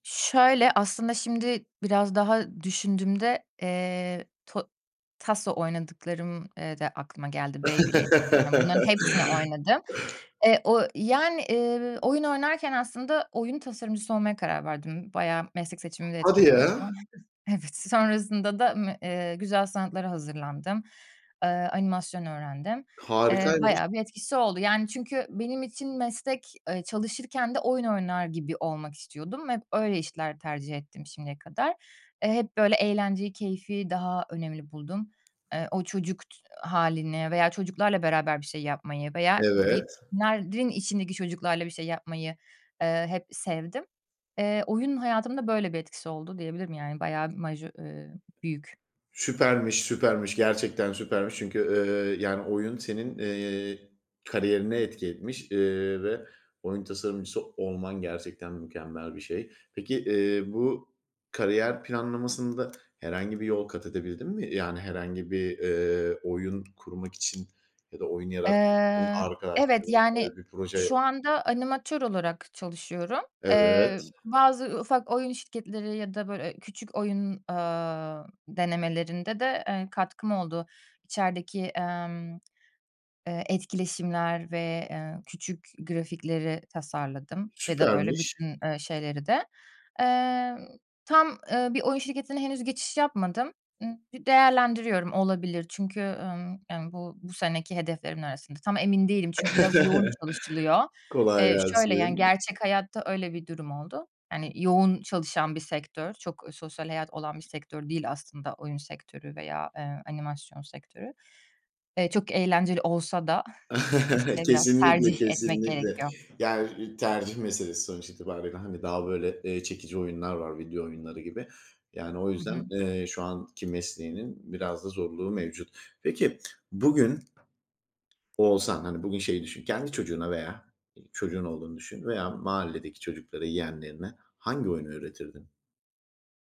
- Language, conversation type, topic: Turkish, podcast, Çocukken en sevdiğin oyun neydi?
- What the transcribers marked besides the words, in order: other background noise; chuckle; tapping; background speech; chuckle; chuckle; tongue click